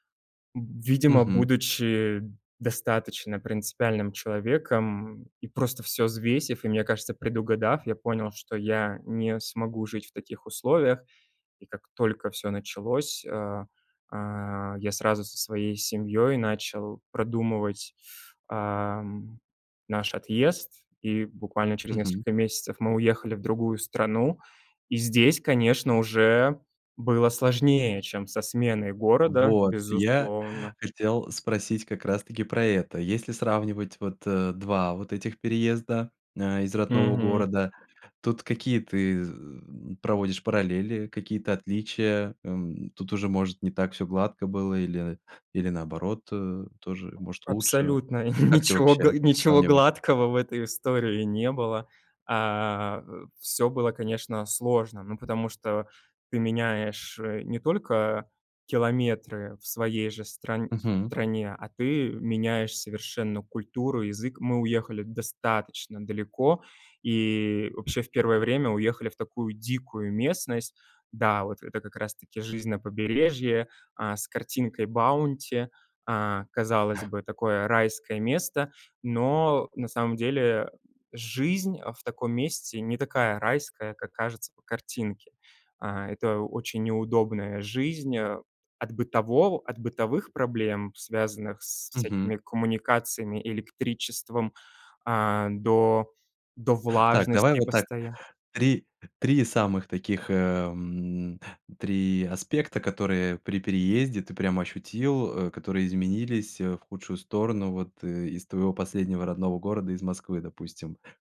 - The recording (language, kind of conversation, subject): Russian, podcast, Как вы приняли решение уехать из родного города?
- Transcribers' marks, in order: other background noise